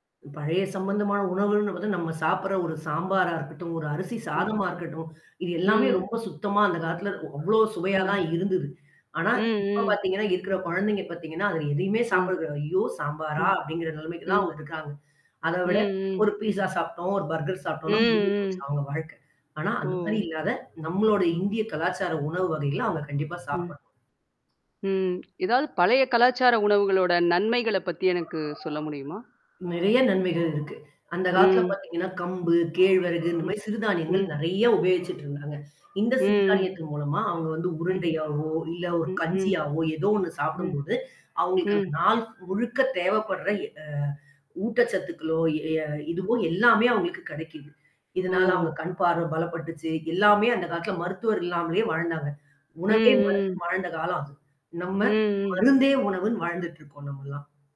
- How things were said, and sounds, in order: other background noise; in English: "பீஸா"; in English: "பர்கர்"; distorted speech; lip trill; dog barking; other noise; mechanical hum
- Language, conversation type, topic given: Tamil, podcast, புதிய தலைமுறைக்கு நமது பண்பாட்டை மீண்டும் எவ்வாறு கொண்டு செல்ல முடியும்?